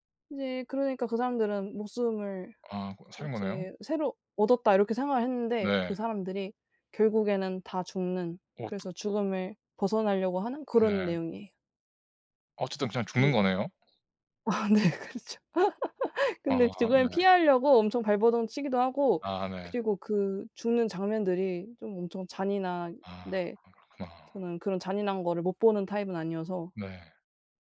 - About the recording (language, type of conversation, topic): Korean, unstructured, 최근에 본 영화나 드라마 중 추천하고 싶은 작품이 있나요?
- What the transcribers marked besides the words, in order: other background noise; tapping; laughing while speaking: "아, 네 그렇죠"; laugh